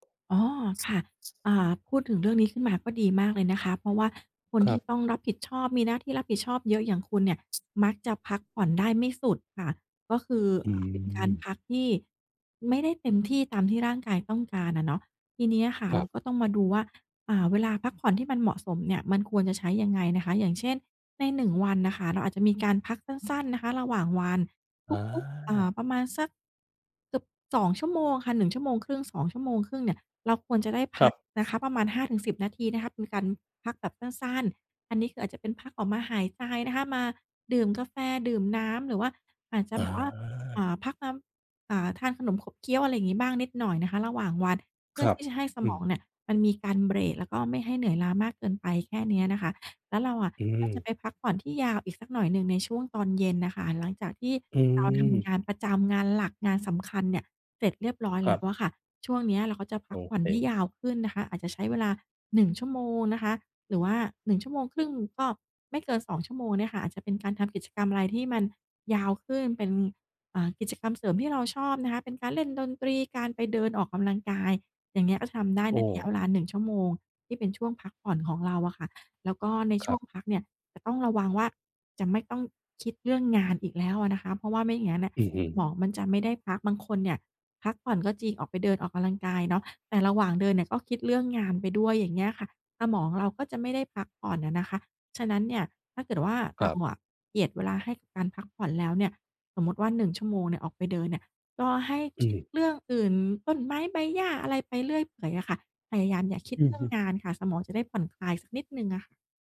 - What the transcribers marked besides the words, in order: other background noise
- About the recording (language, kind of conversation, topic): Thai, advice, ฉันควรจัดตารางเวลาในแต่ละวันอย่างไรให้สมดุลระหว่างงาน การพักผ่อน และชีวิตส่วนตัว?